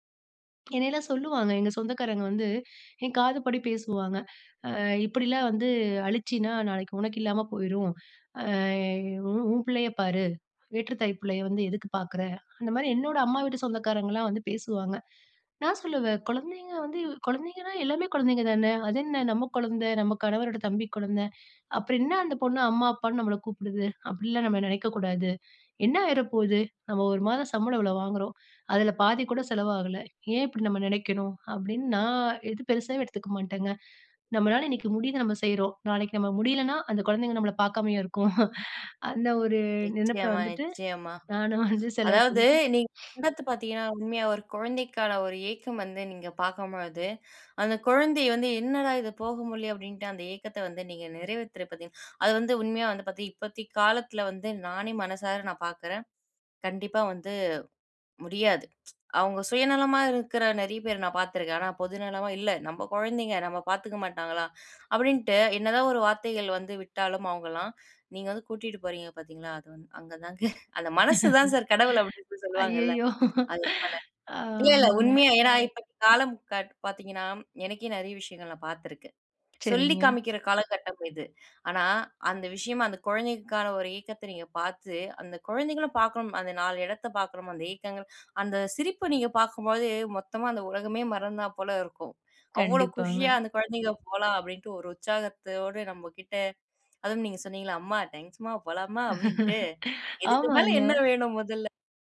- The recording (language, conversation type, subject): Tamil, podcast, மிதமான செலவில் கூட சந்தோஷமாக இருக்க என்னென்ன வழிகள் இருக்கின்றன?
- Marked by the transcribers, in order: other background noise; laughing while speaking: "இருக்கும்? அந்த ஒரு நினைப்பில வந்துட்டு நானும் வந்து செலவு பண்ணிட்டு"; other noise; exhale; tsk; laughing while speaking: "அங்க தாங்க அந்த மனசு தான் சார் கடவுள் அப்டின்னு சொல்லுவாங்கல்ல, அது போல"; laughing while speaking: "அய்யயோ! ஆமாங்க"; laughing while speaking: "அம்மா டேங்க்ஸ்மா, போலாம்மா அப்டின்ட்டு, இதுக்கு மேல என்ன வேணும் முதல்ல?"; laughing while speaking: "ஆமாங்க"